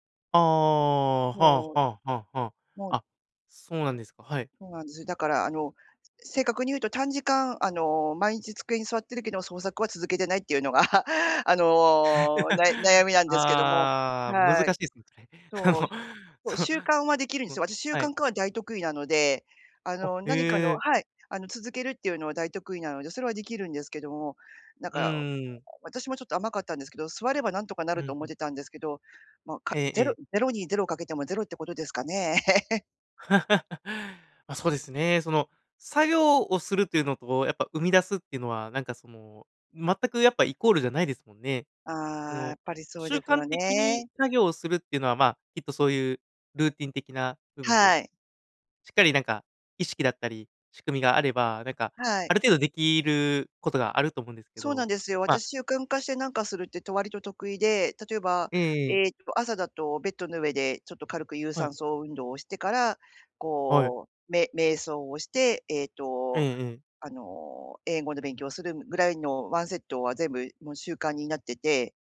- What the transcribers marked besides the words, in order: laugh; laughing while speaking: "も、そ"; laugh
- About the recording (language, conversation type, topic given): Japanese, advice, 毎日短時間でも創作を続けられないのはなぜですか？